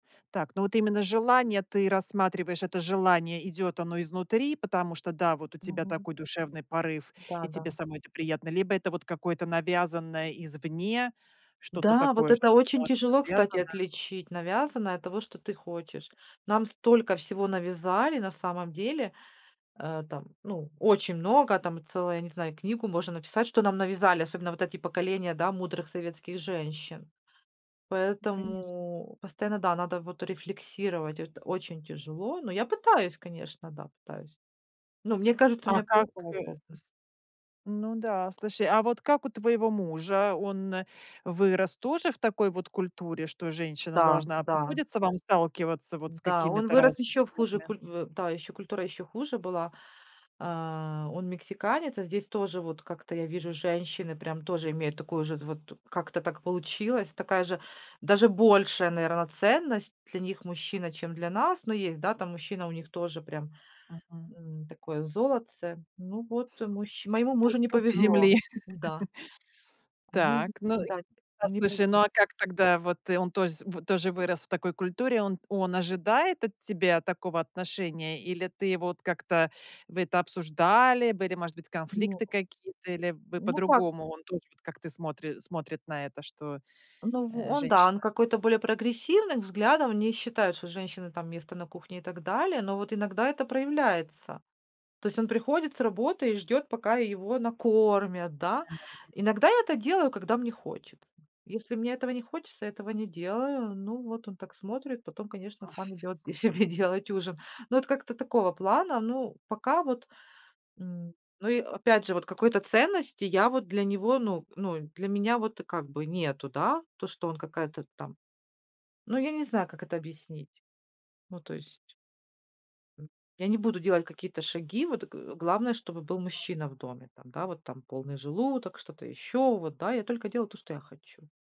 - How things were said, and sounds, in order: chuckle; laughing while speaking: "себе делать"
- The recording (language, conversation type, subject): Russian, podcast, Был ли в твоей семье разрыв между поколениями в ожиданиях друг от друга?